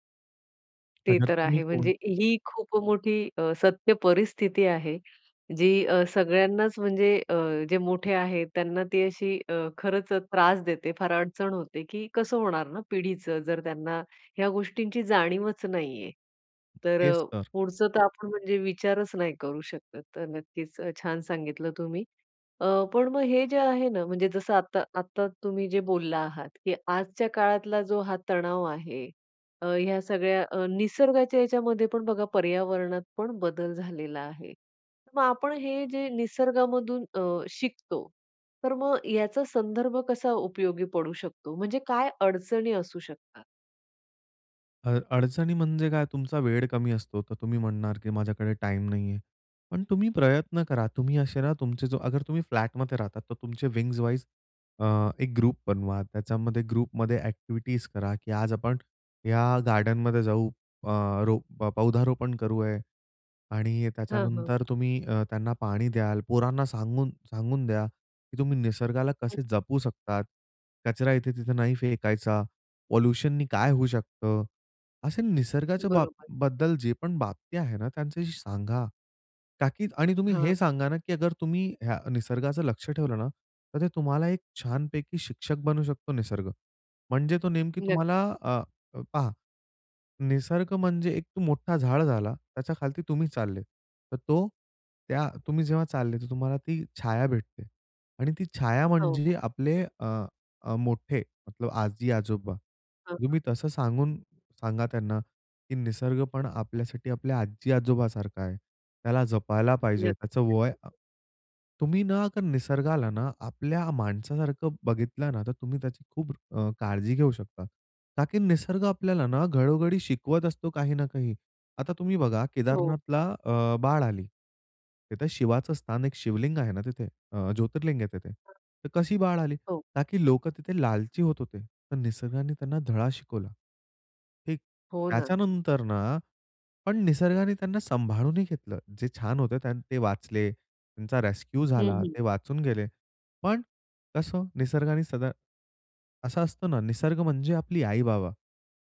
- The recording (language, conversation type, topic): Marathi, podcast, निसर्गाची साधी जीवनशैली तुला काय शिकवते?
- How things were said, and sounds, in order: tapping; other background noise; in Hindi: "अगर"; in English: "विंग्ज वाईज"; in English: "ग्रुप"; in English: "ग्रुपमध्ये एक्टिविटीज"; in Hindi: "पौधारोपण"; in English: "पॉल्यूशनने"; in Hindi: "अगर"; in English: "रेस्क्यू"